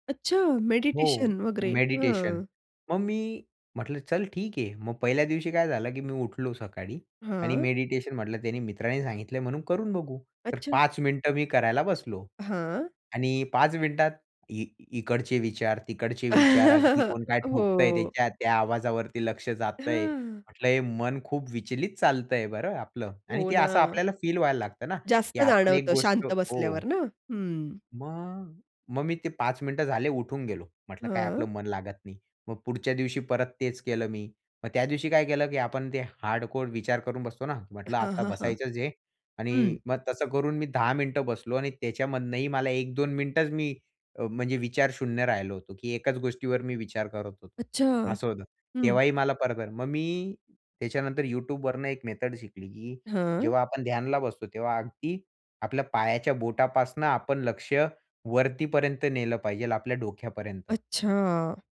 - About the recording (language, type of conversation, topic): Marathi, podcast, मोबाईल वापरामुळे तुमच्या झोपेवर काय परिणाम होतो, आणि तुमचा अनुभव काय आहे?
- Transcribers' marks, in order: other background noise; chuckle; unintelligible speech